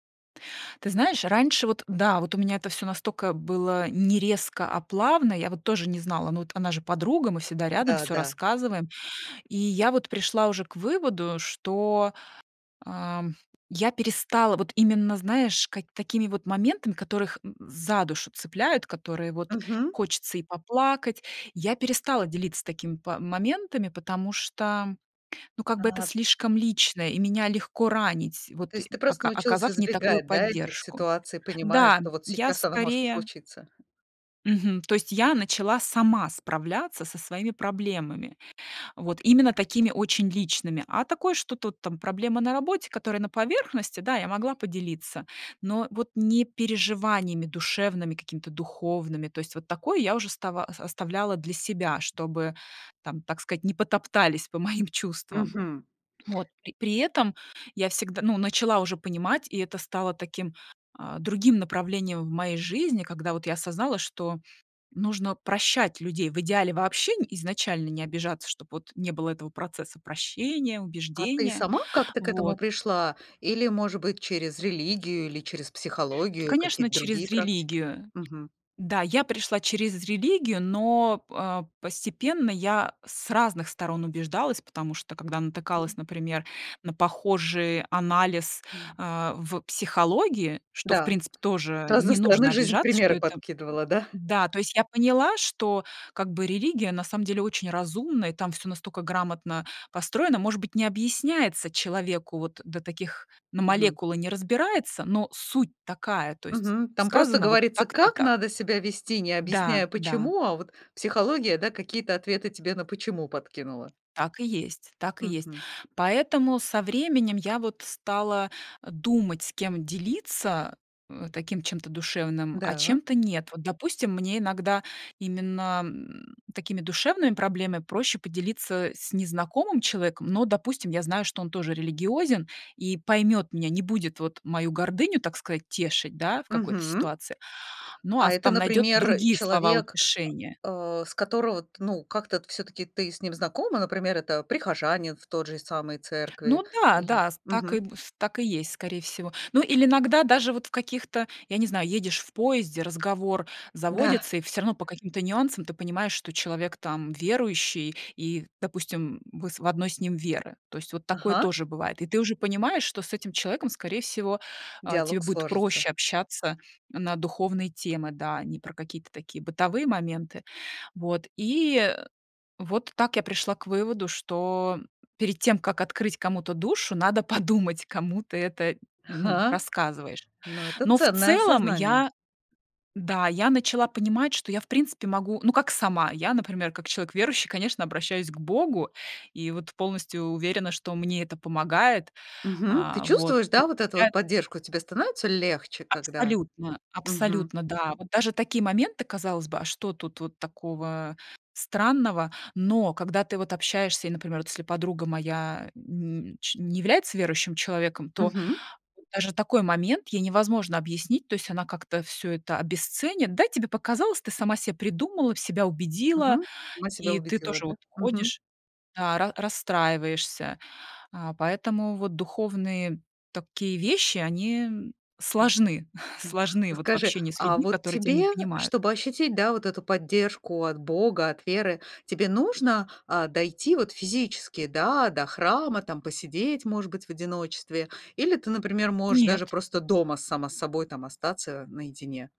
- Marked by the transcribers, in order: tapping; other background noise; laughing while speaking: "по моим"; other noise; laughing while speaking: "подумать"; exhale
- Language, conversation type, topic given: Russian, podcast, Как вы выстраиваете поддержку вокруг себя в трудные дни?